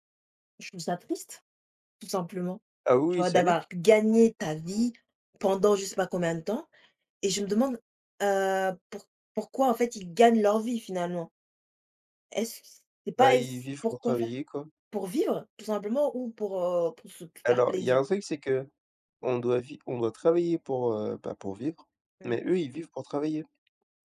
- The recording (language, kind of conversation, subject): French, unstructured, Comment décrirais-tu le plaisir de créer quelque chose de tes mains ?
- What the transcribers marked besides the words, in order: stressed: "gagné"; other background noise; stressed: "gagnent"; tapping